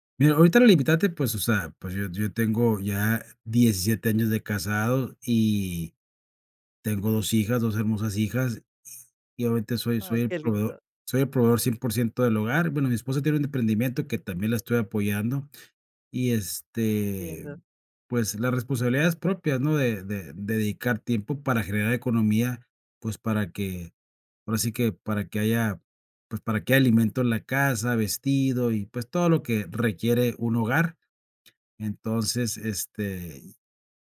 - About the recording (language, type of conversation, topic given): Spanish, advice, ¿Cómo puedo decidir si volver a estudiar o iniciar una segunda carrera como adulto?
- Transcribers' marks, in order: tapping